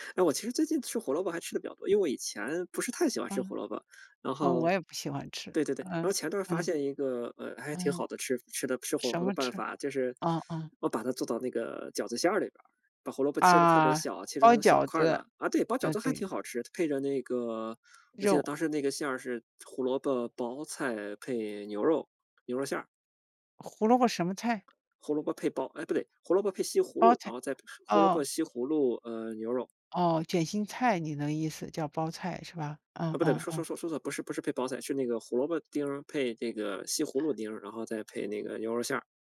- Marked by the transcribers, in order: other background noise
- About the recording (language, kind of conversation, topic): Chinese, unstructured, 你最喜欢的家常菜是什么？